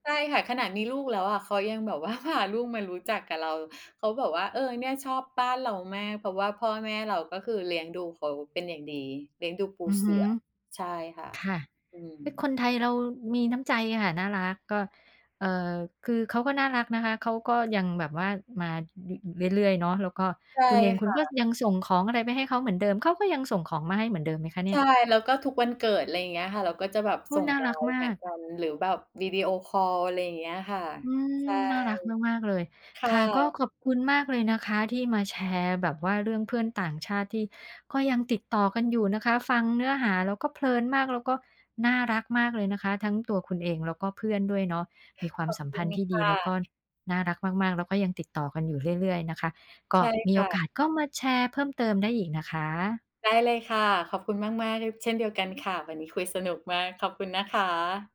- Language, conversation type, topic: Thai, podcast, เคยมีเพื่อนชาวต่างชาติที่ยังติดต่อกันอยู่ไหม?
- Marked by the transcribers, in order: laughing while speaking: "ว่าพา"; other noise; tapping